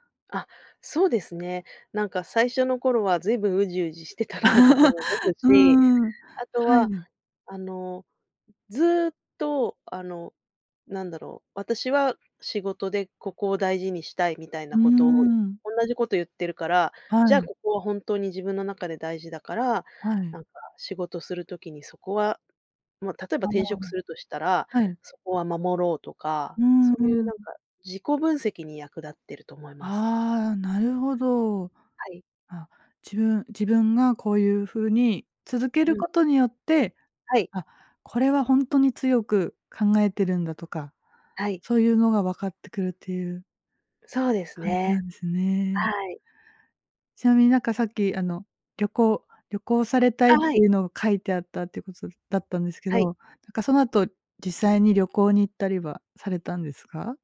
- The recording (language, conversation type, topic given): Japanese, podcast, 自分を変えた習慣は何ですか？
- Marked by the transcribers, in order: chuckle